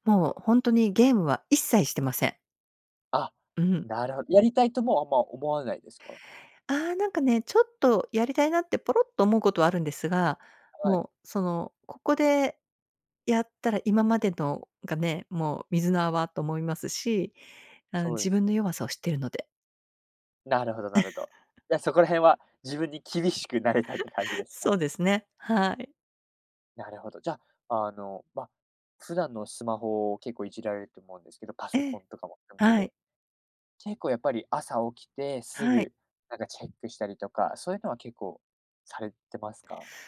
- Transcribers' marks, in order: chuckle; giggle; other noise
- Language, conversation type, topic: Japanese, podcast, デジタルデトックスを試したことはありますか？